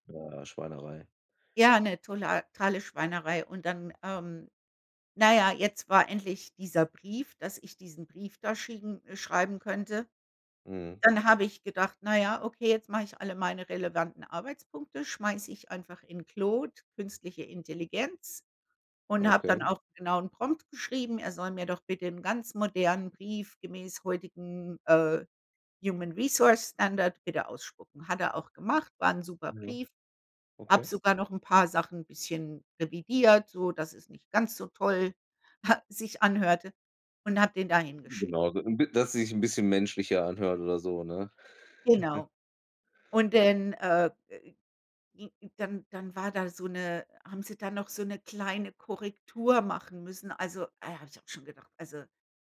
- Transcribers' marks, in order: "totale" said as "tollatale"; in English: "Human Resource Standard"; chuckle; chuckle
- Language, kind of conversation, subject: German, unstructured, Wie gehst du mit schlechtem Management um?